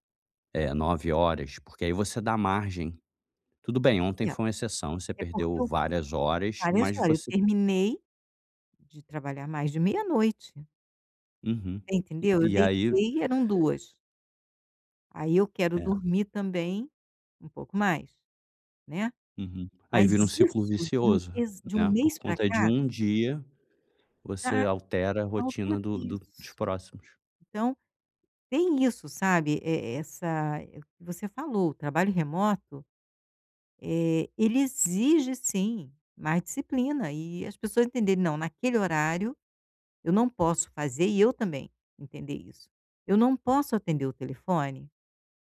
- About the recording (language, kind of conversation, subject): Portuguese, advice, Como posso levantar cedo com mais facilidade?
- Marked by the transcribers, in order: tapping; other background noise